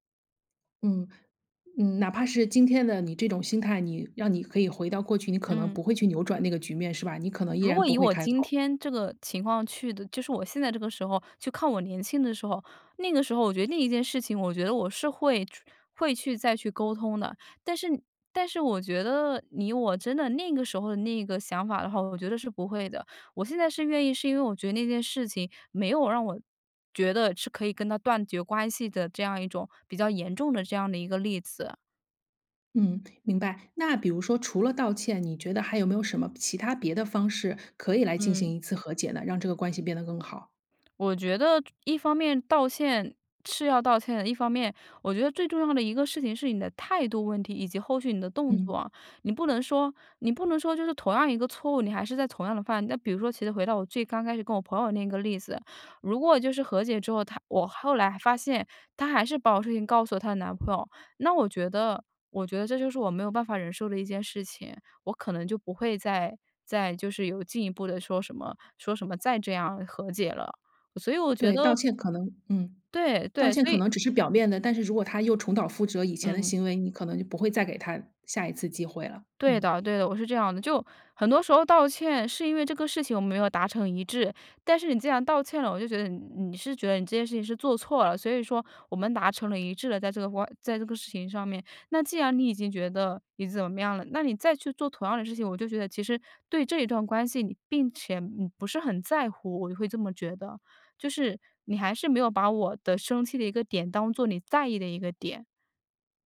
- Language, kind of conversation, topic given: Chinese, podcast, 有没有一次和解让关系变得更好的例子？
- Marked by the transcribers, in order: other background noise